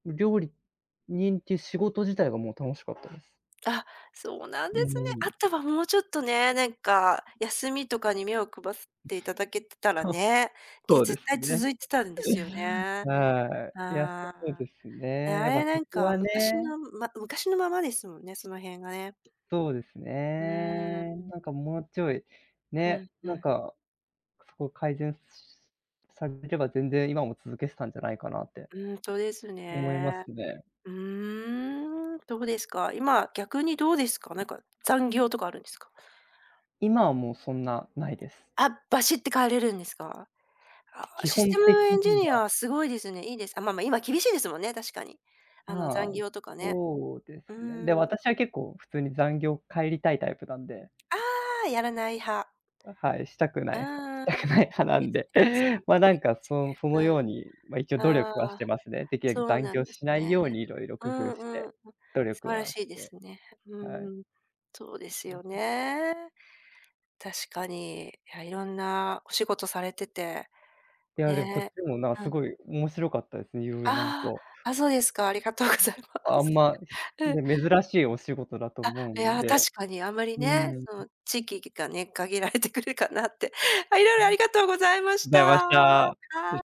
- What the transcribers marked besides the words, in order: other background noise; "配っていただけていたら" said as "くばすっていただけてたら"; chuckle; laughing while speaking: "したくない派なんで"; unintelligible speech; unintelligible speech; laughing while speaking: "ありがとうございます"; unintelligible speech; laughing while speaking: "限られてくるかなって"; unintelligible speech
- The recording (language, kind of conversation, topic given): Japanese, unstructured, どんな仕事にやりがいを感じますか？